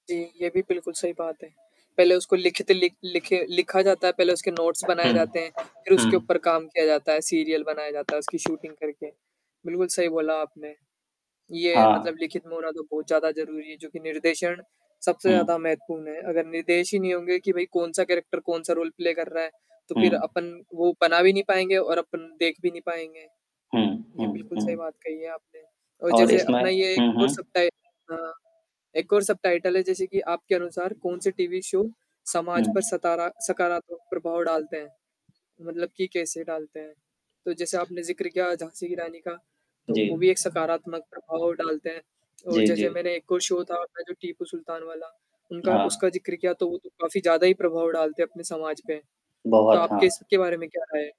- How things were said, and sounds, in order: static; in English: "नोट्स"; other background noise; tapping; in English: "सीरियल"; in English: "शूटिंग"; in English: "कैरेक्टर"; in English: "रोल प्ले"; in English: "सब-टाइटल"; in English: "टीवी शो"; distorted speech; in English: "शो"
- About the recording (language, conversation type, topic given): Hindi, unstructured, आप किस दूरदर्शन धारावाहिक को सबसे मनोरंजक मानते हैं और क्यों?
- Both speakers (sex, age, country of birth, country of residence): male, 20-24, India, India; male, 25-29, India, India